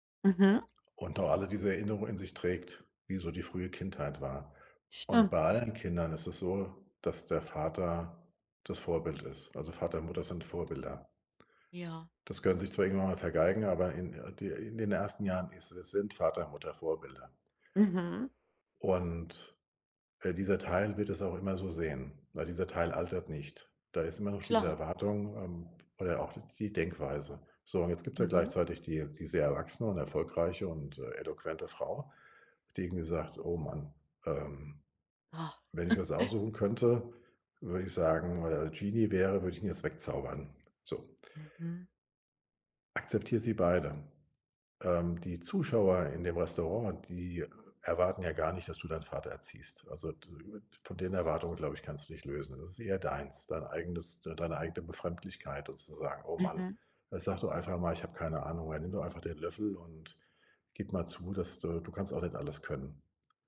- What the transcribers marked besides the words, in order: chuckle; other noise
- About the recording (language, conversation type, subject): German, advice, Welche schnellen Beruhigungsstrategien helfen bei emotionaler Überflutung?